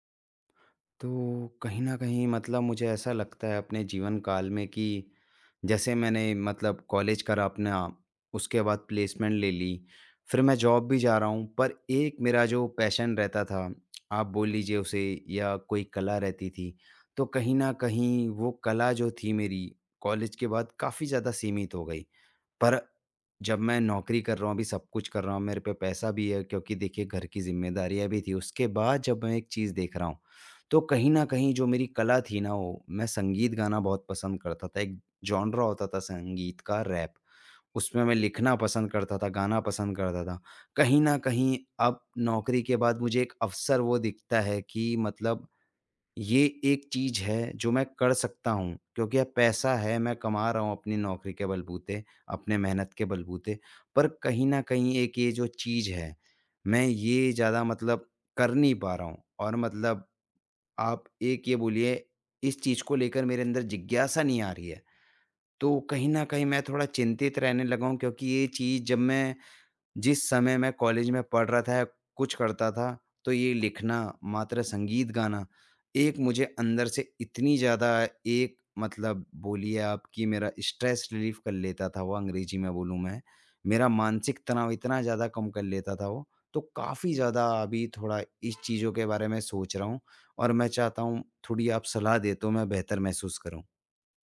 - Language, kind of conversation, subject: Hindi, advice, नए अवसरों के लिए मैं अधिक खुला/खुली और जिज्ञासु कैसे बन सकता/सकती हूँ?
- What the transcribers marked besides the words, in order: in English: "प्लेसमेंट"; in English: "जॉब"; in English: "पैशन"; tongue click; in English: "जॉनर"; in English: "स्ट्रेस रिलीफ़"; tapping